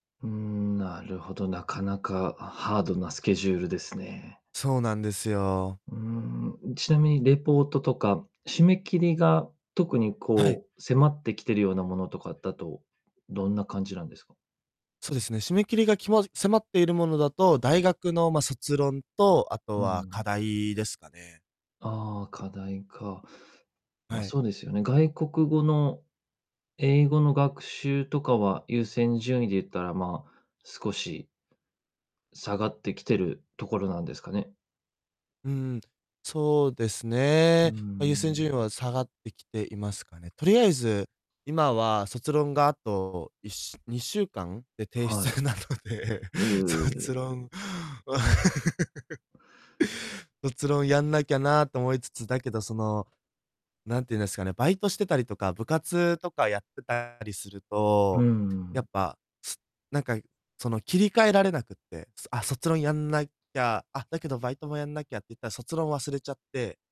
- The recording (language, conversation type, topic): Japanese, advice, やるべきことが多すぎて優先順位をつけられないと感じるのはなぜですか？
- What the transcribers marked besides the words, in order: in English: "ハード"; distorted speech; other background noise; tapping; laughing while speaking: "なので、卒論"; laugh